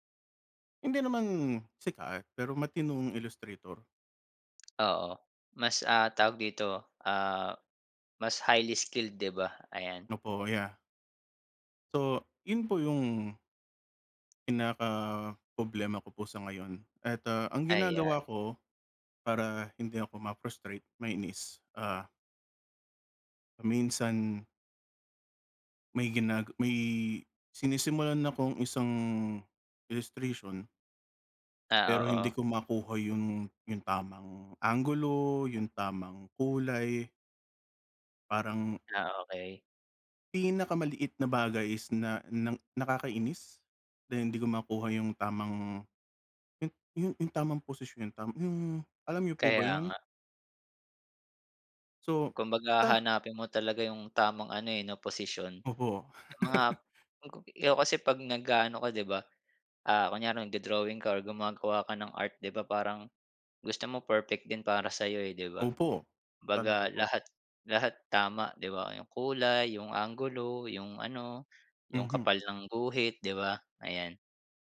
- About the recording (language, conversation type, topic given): Filipino, unstructured, Paano mo naiiwasan ang pagkadismaya kapag nahihirapan ka sa pagkatuto ng isang kasanayan?
- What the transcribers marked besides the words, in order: in English: "highly skilled"; laugh